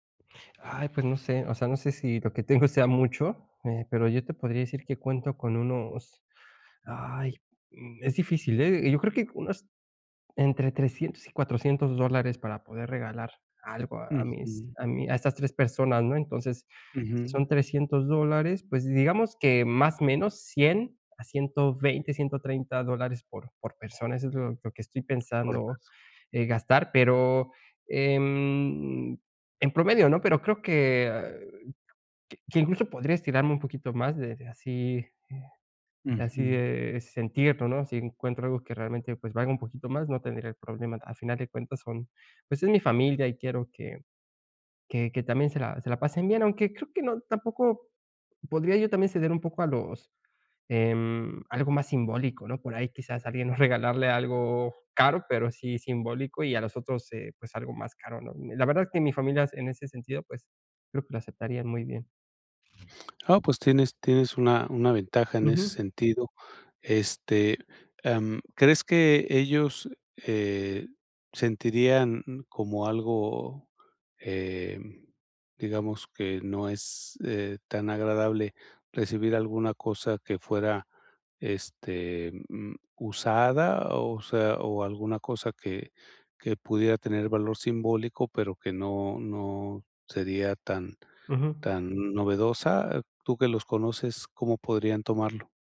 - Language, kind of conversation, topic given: Spanish, advice, ¿Cómo puedo encontrar ropa y regalos con poco dinero?
- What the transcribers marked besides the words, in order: unintelligible speech; other background noise